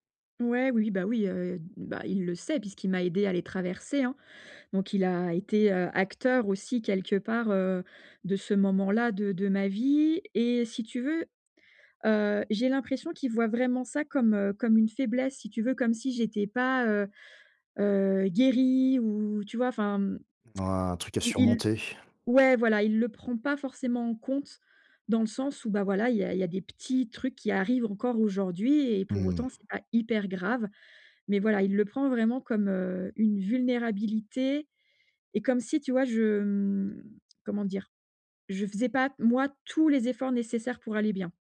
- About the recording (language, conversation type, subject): French, advice, Dire ses besoins sans honte
- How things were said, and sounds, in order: stressed: "tous"